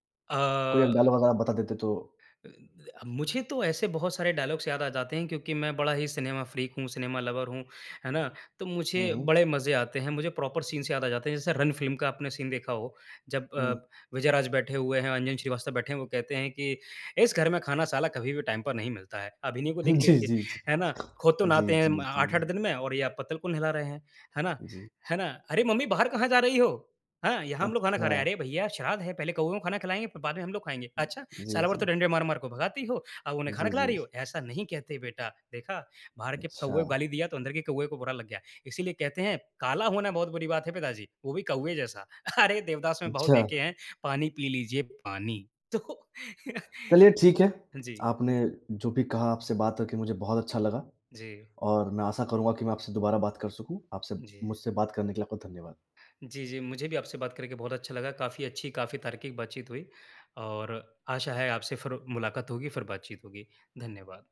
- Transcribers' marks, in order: in English: "डायलॉग"; unintelligible speech; in English: "डायलॉग्स"; in English: "सिनेमा फ्रीक"; in English: "सिनेमा लवर"; in English: "प्रॉपर सीन्स"; in English: "सीन"; put-on voice: "इस घर में खाना साला … को देख लीजिए"; in English: "टाइम"; chuckle; other background noise; put-on voice: "खुद तो नहाते हैं अम … नहला रहे हैं"; put-on voice: "अरे! मम्मी बाहर कहाँ जा … पी लीजिए पानी"; laughing while speaking: "तो"; tapping; chuckle
- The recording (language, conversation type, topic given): Hindi, podcast, आपकी सबसे पसंदीदा फिल्म कौन-सी है, और आपको वह क्यों पसंद है?